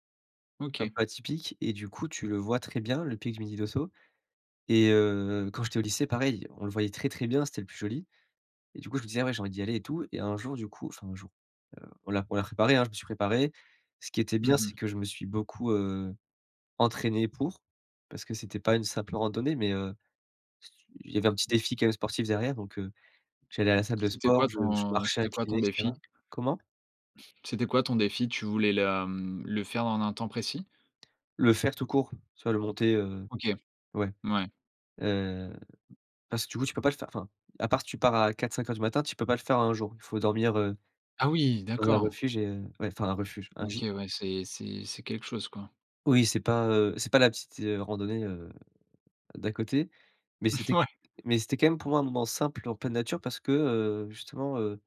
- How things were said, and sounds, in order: laughing while speaking: "Mmh ouais !"
- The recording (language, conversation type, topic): French, podcast, Peux-tu me parler d’un moment simple en pleine nature qui t’a marqué ?